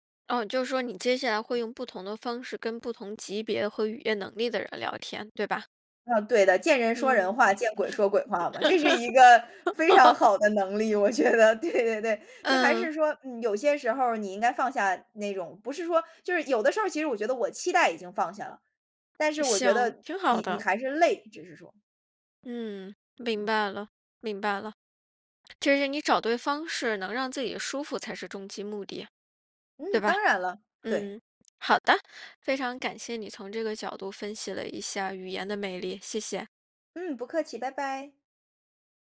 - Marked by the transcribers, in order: laugh; laughing while speaking: "觉得，对 对 对"
- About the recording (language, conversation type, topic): Chinese, podcast, 你从大自然中学到了哪些人生道理？